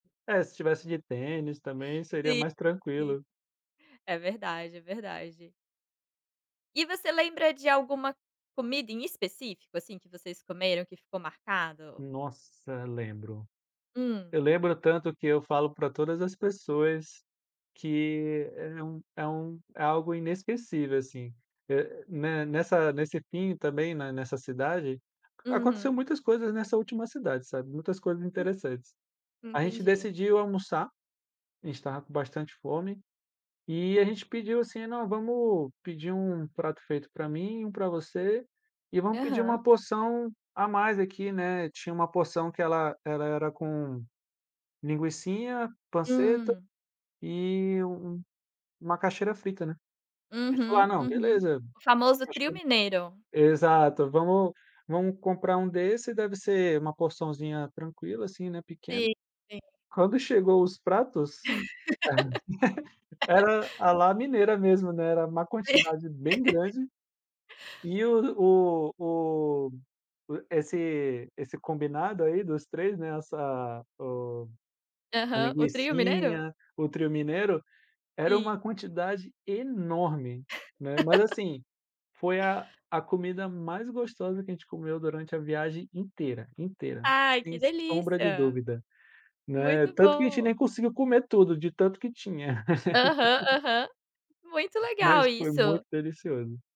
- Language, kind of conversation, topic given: Portuguese, podcast, Qual foi uma viagem que transformou sua vida?
- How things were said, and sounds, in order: laugh; laugh; laugh; laugh